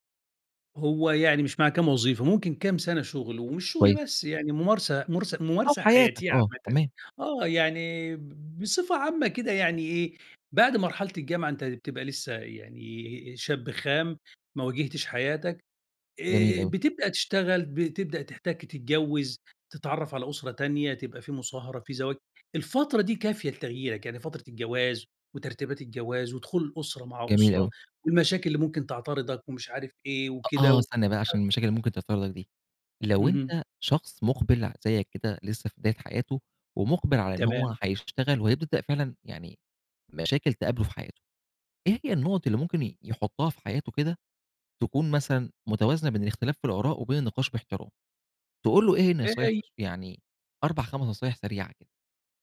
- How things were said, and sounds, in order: other background noise; unintelligible speech
- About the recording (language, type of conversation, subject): Arabic, podcast, إزاي بتحافظ على احترام الكِبير وفي نفس الوقت بتعبّر عن رأيك بحرية؟